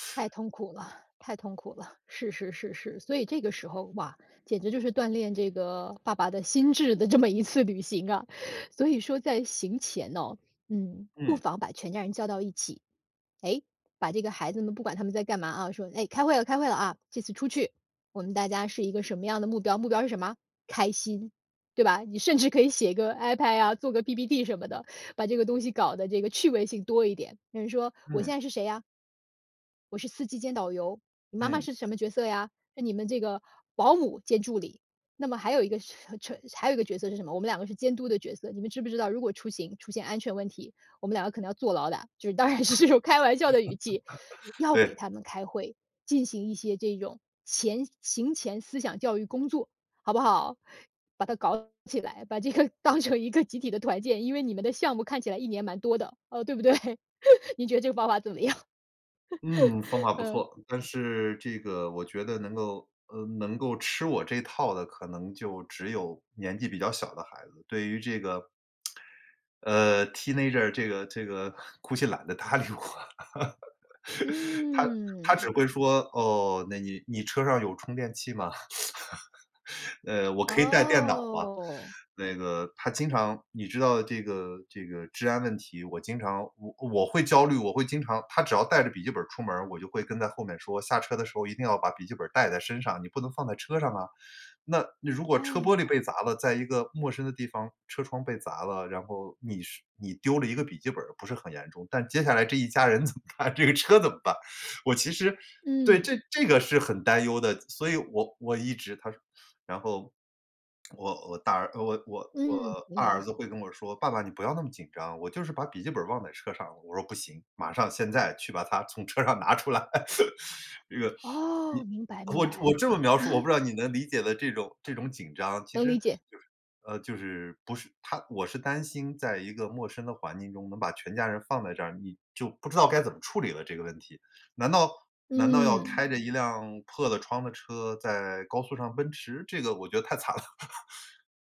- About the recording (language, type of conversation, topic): Chinese, advice, 旅行时如何减少焦虑和压力？
- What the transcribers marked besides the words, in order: laughing while speaking: "这么一次"; other background noise; other noise; laugh; laughing while speaking: "当然是用开玩笑的语气"; laughing while speaking: "个当成一个集体的团建"; laughing while speaking: "对不对？你觉得这个方法怎么样？嗯"; tapping; lip smack; in English: "teenager"; laughing while speaking: "搭理我"; laugh; laugh; laughing while speaking: "怎么办？这个车怎么办？"; tongue click; laughing while speaking: "车上拿出来"; laugh; laughing while speaking: "啊"; laugh